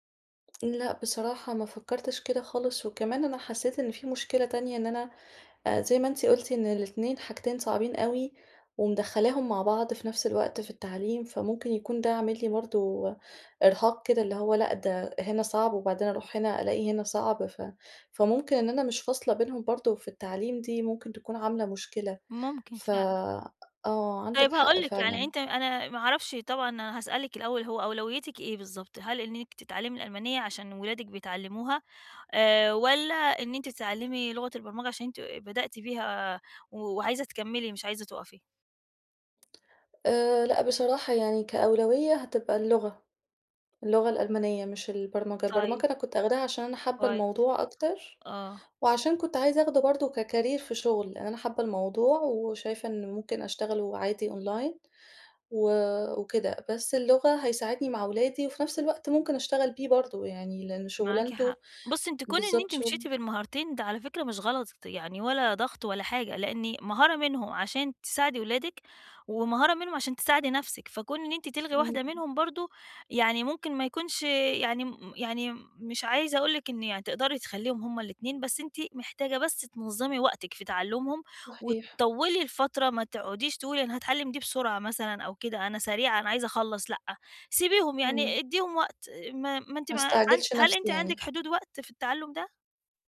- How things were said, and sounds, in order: tapping; in English: "ككرير"; in English: "أونلاين"
- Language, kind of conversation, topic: Arabic, advice, إزاي أتعامل مع الإحباط لما ما بتحسنش بسرعة وأنا بتعلم مهارة جديدة؟